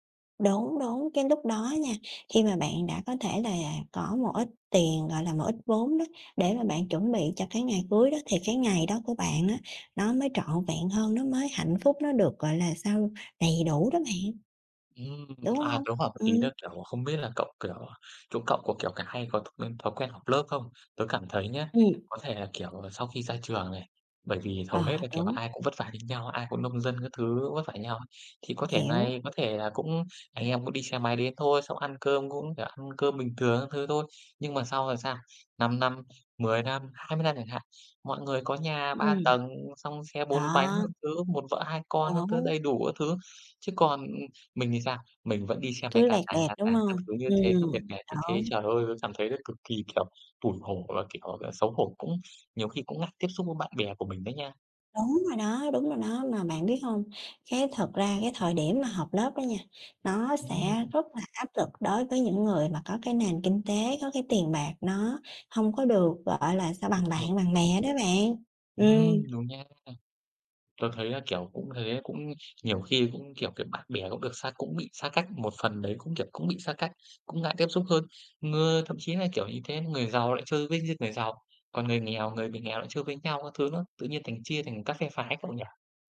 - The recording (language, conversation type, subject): Vietnamese, unstructured, Tiền bạc ảnh hưởng như thế nào đến hạnh phúc hằng ngày của bạn?
- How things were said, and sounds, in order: other background noise; tapping